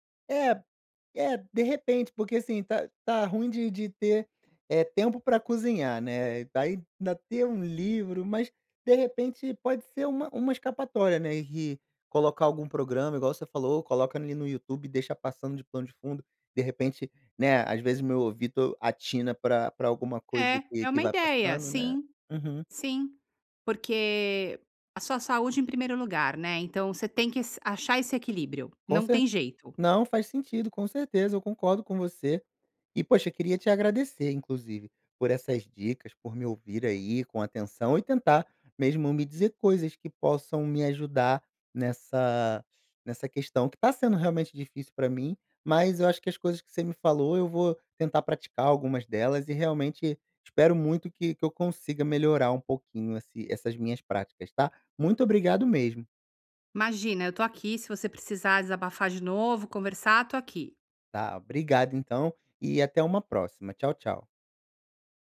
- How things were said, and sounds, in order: none
- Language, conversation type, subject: Portuguese, advice, Como equilibrar a praticidade dos alimentos industrializados com a minha saúde no dia a dia?